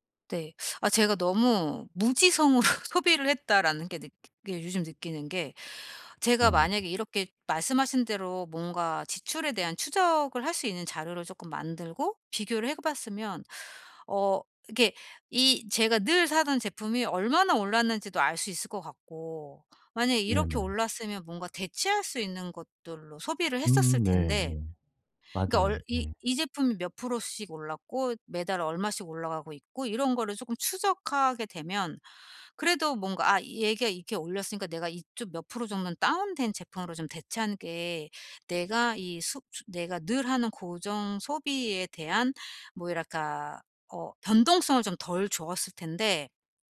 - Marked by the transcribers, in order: laughing while speaking: "'무지성으로"; tapping; other background noise
- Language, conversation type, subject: Korean, advice, 현금흐름을 더 잘 관리하고 비용을 줄이려면 어떻게 시작하면 좋을까요?